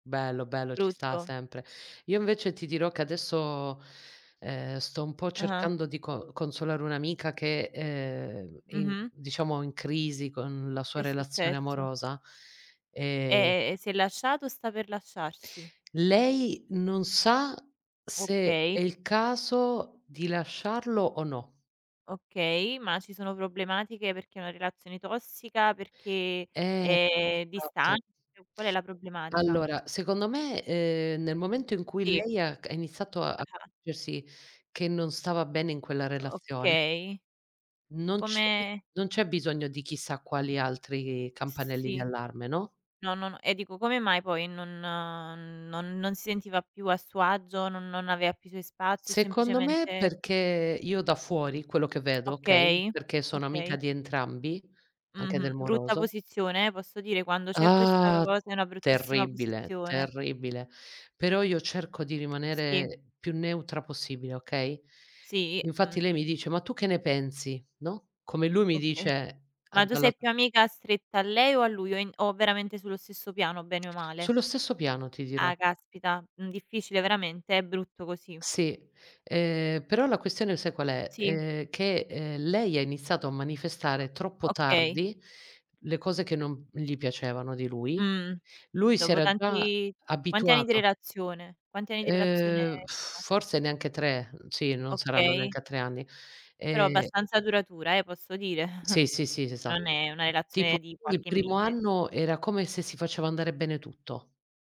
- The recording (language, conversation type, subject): Italian, unstructured, Cosa ti fa capire che è arrivato il momento di lasciare una relazione?
- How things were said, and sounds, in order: tapping; other background noise; drawn out: "Ah"; lip trill; chuckle